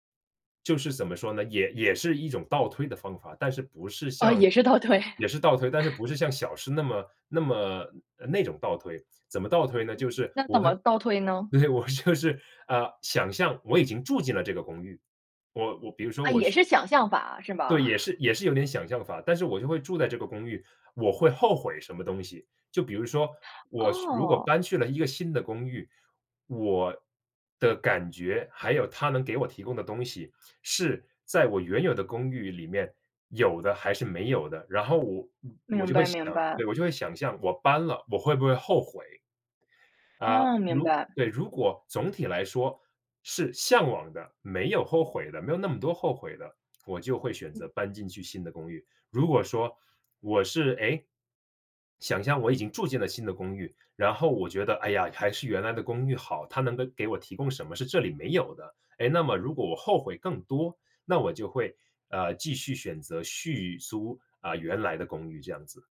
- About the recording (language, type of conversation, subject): Chinese, podcast, 选项太多时，你一般怎么快速做决定？
- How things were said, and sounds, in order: laughing while speaking: "哦，也是倒推"; laughing while speaking: "对，我说的是"; joyful: "是吧？"; stressed: "后悔"; surprised: "哦"